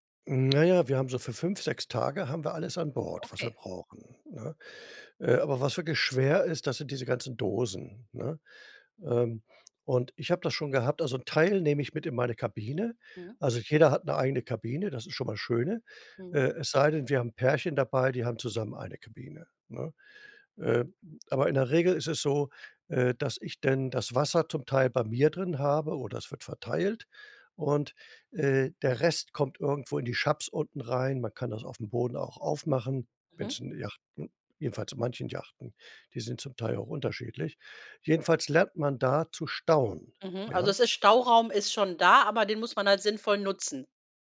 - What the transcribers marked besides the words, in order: unintelligible speech
- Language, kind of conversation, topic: German, podcast, Wie schaffst du Platz in einer kleinen Wohnung?